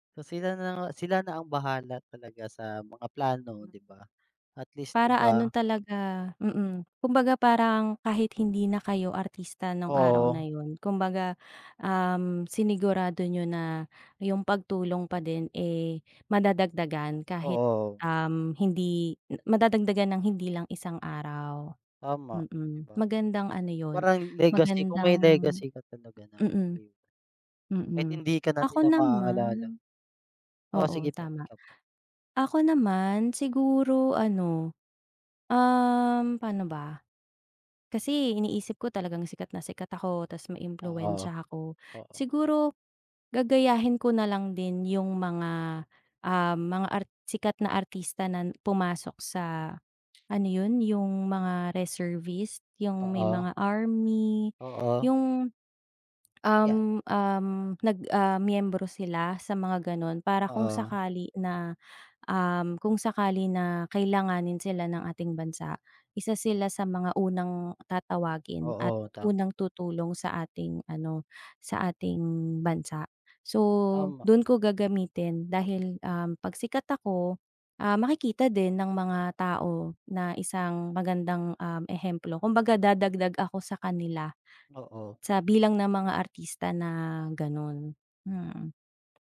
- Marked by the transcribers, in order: in English: "legacy"; in English: "reservist"
- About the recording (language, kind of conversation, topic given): Filipino, unstructured, Paano mo gagamitin ang isang araw kung ikaw ay isang sikat na artista?
- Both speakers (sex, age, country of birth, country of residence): female, 30-34, Philippines, Philippines; male, 30-34, Philippines, Philippines